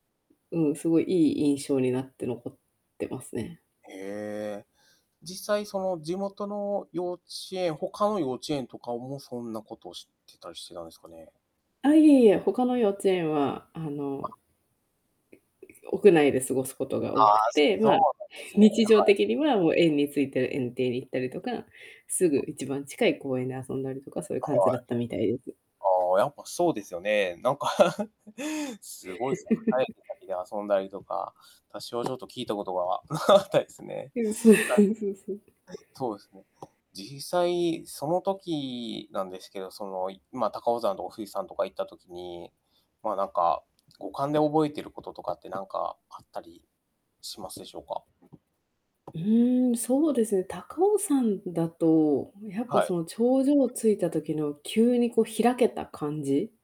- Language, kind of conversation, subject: Japanese, podcast, 子どもの頃に体験した自然の中で、特に印象に残っている出来事は何ですか？
- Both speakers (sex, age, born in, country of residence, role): female, 30-34, Japan, United States, guest; male, 30-34, Japan, Japan, host
- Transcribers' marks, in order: distorted speech; laugh; unintelligible speech; laughing while speaking: "なかったですね"; laughing while speaking: "そう そう そう そう"; tapping; "高尾山" said as "たかおざん"